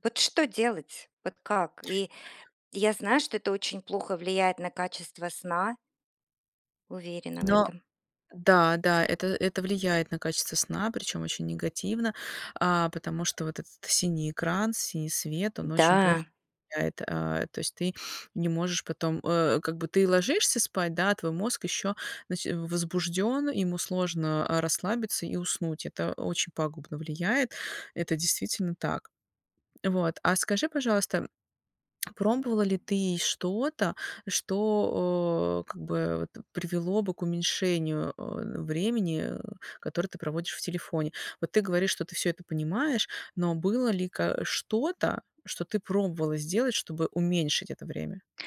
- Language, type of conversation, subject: Russian, advice, Как сократить экранное время перед сном, чтобы быстрее засыпать и лучше высыпаться?
- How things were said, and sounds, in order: none